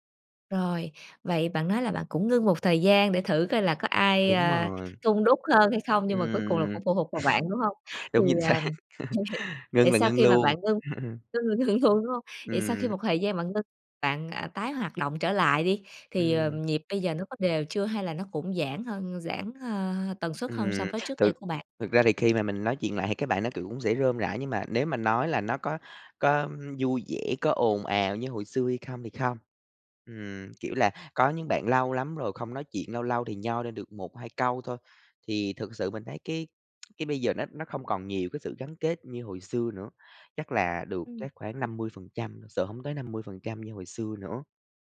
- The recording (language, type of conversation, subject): Vietnamese, advice, Làm sao để giữ liên lạc với bạn bè khi bạn rất bận rộn?
- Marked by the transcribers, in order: other background noise; chuckle; laughing while speaking: "Đúng, chính xác"; laugh; laughing while speaking: "ngưng là ngưng luôn, đúng hông?"; tapping; tsk